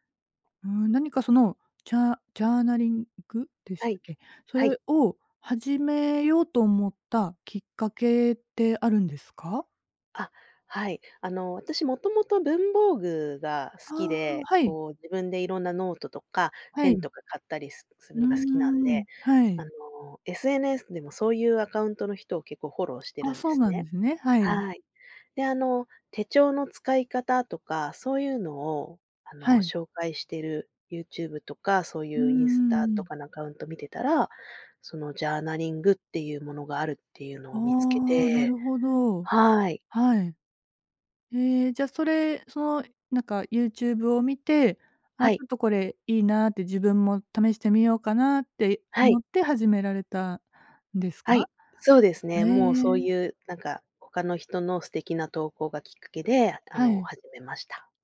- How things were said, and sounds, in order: in English: "ジャーナリング？"; in English: "ジャーナリング"
- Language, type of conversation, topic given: Japanese, podcast, 自分を変えた習慣は何ですか？